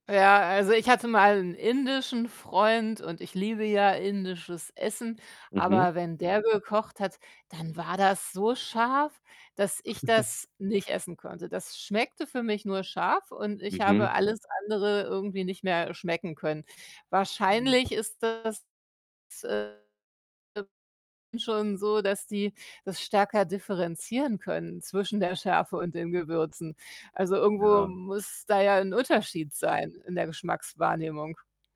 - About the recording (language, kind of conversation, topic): German, unstructured, Was bedeutet für dich gutes Essen?
- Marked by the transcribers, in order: static; chuckle; distorted speech; tapping